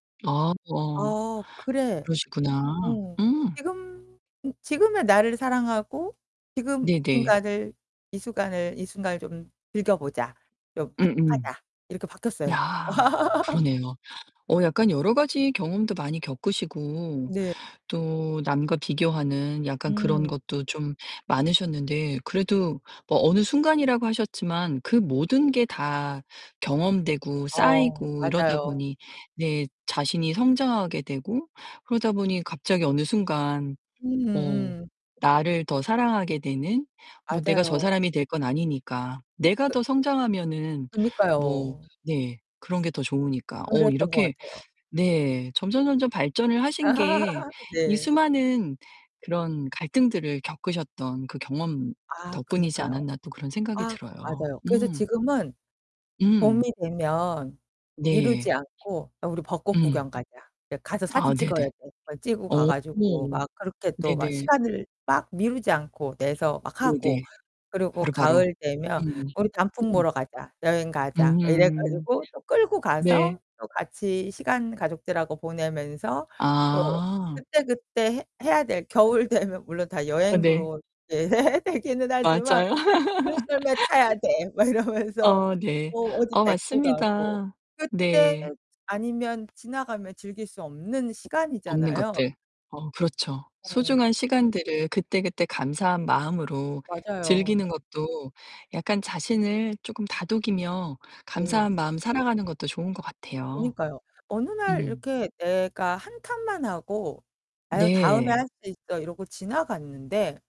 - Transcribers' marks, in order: distorted speech; mechanical hum; laugh; laugh; background speech; laughing while speaking: "네 되기는 하지만 눈썰매 타야 돼. 막 이러면서"; laugh; other background noise
- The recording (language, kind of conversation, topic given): Korean, podcast, 남과 비교할 때 스스로를 어떻게 다독이시나요?